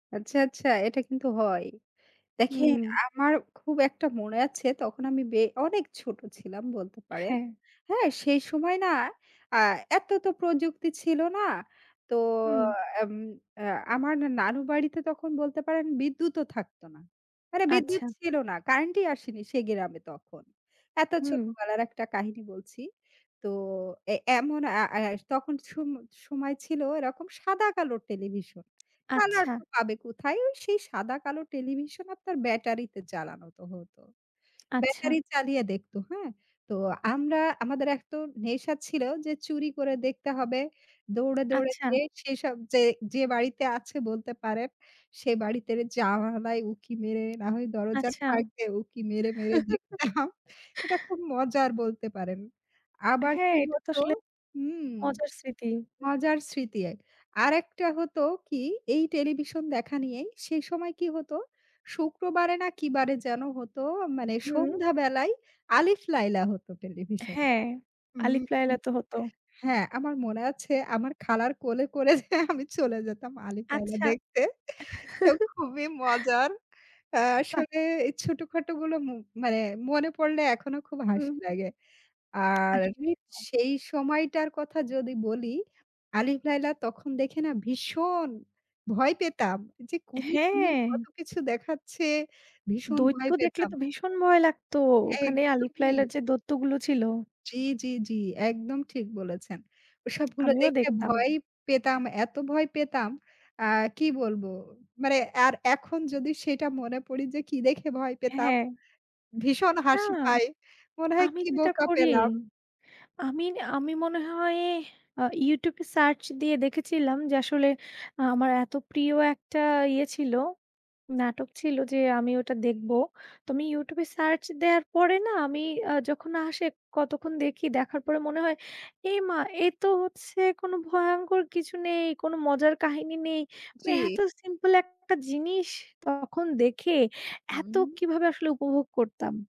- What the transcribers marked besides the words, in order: tapping; chuckle; laughing while speaking: "দেখতাম"; laughing while speaking: "কোলে করে যেয়ে"; chuckle; laughing while speaking: "দেখতে। তো খুবই মজার"; other background noise
- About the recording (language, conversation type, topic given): Bengali, unstructured, আপনার জীবনের সবচেয়ে মিষ্টি স্মৃতি কী?